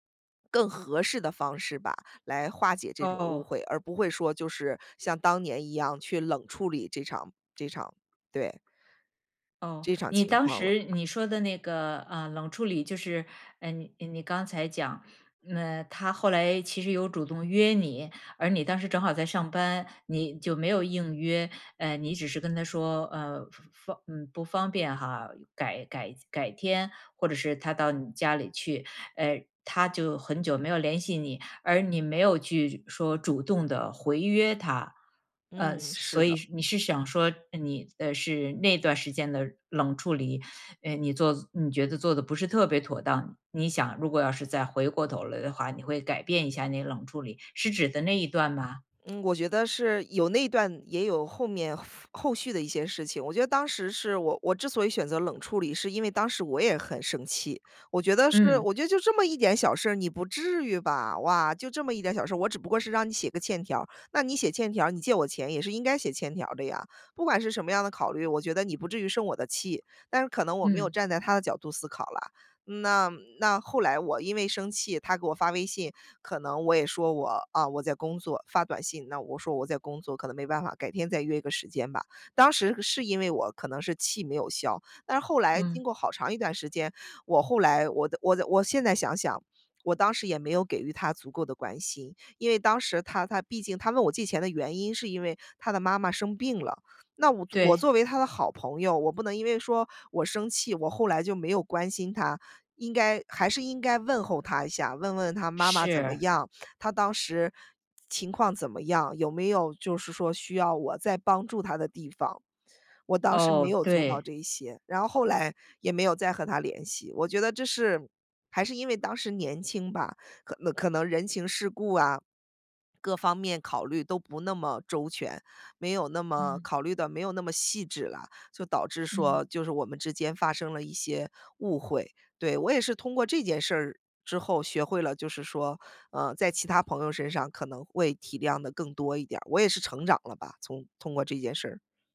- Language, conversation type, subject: Chinese, podcast, 遇到误会时你通常怎么化解？
- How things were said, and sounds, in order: other noise